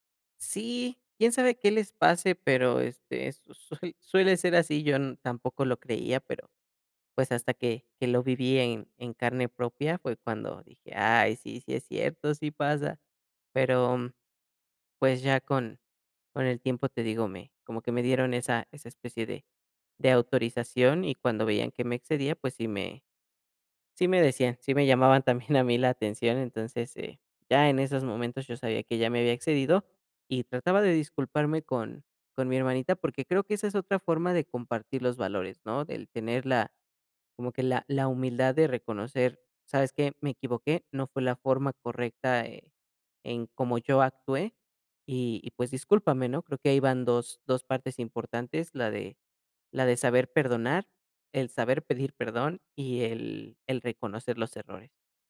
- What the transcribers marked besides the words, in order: chuckle
- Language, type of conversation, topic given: Spanish, podcast, ¿Cómo compartes tus valores con niños o sobrinos?